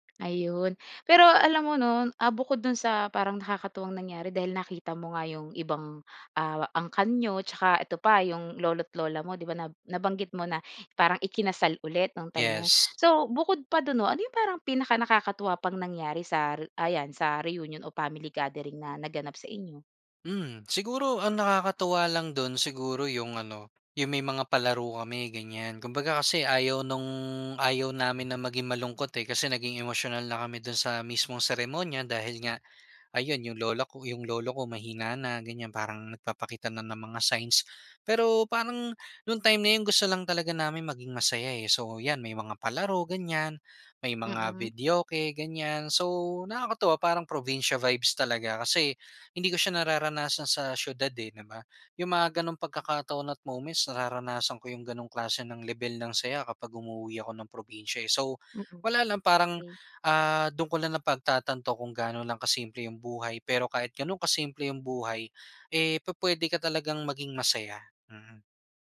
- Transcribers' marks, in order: tapping; gasp; gasp; "family" said as "pamily"; "puwede" said as "pupuwede"
- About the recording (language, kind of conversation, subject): Filipino, podcast, Ano ang pinaka-hindi mo malilimutang pagtitipon ng pamilya o reunion?